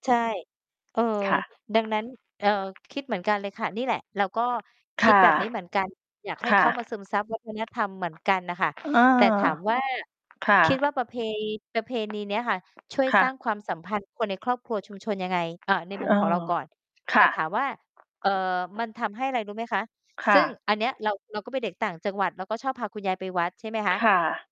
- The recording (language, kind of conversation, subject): Thai, unstructured, งานประเพณีที่คุณชอบที่สุดคืองานอะไร และเพราะอะไร?
- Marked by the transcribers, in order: distorted speech; other background noise